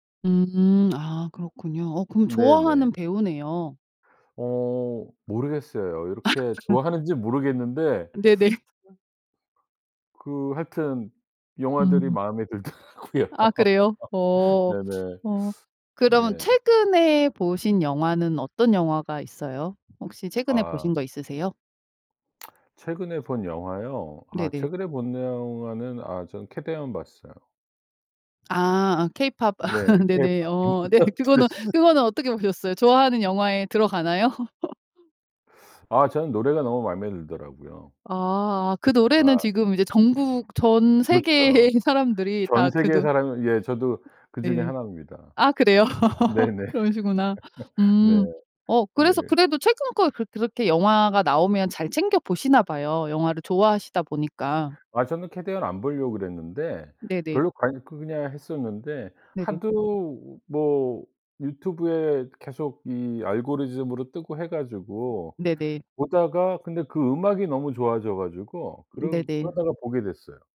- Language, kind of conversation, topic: Korean, podcast, 가장 좋아하는 영화와 그 이유는 무엇인가요?
- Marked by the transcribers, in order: other background noise; laugh; teeth sucking; laughing while speaking: "들더라고요"; laugh; tapping; lip smack; laugh; laughing while speaking: "네. 그거는"; laugh; laughing while speaking: "들 쑨"; laugh; laughing while speaking: "세계의"; laugh; laughing while speaking: "네네"; laugh